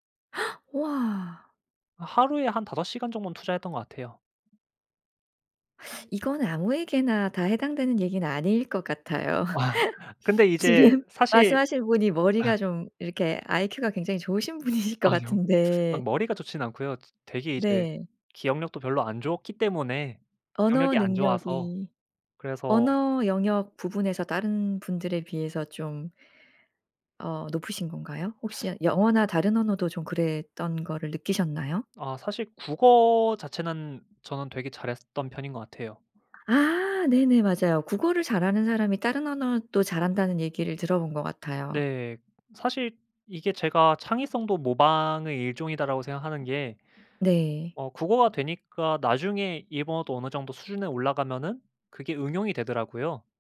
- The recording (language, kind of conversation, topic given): Korean, podcast, 초보자가 창의성을 키우기 위해 어떤 연습을 하면 좋을까요?
- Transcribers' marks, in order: gasp; other background noise; laugh; laugh; laughing while speaking: "분이실 것"; laughing while speaking: "아니요"